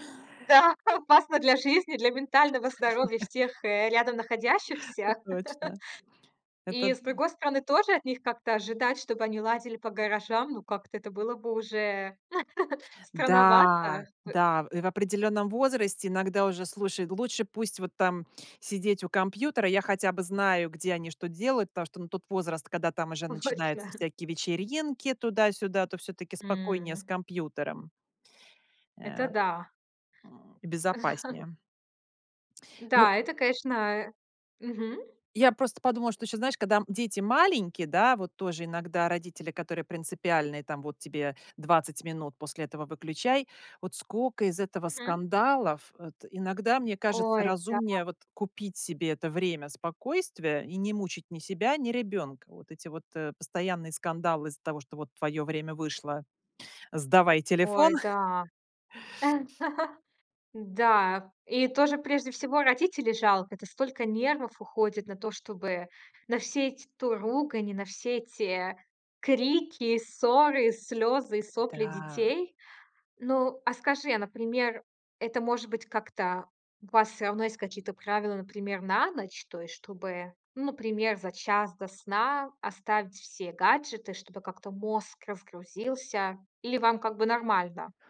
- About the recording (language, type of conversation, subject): Russian, podcast, Как ты относишься к экранному времени ребёнка?
- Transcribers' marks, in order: laugh; laugh; chuckle; laughing while speaking: "У, точно"; chuckle; laugh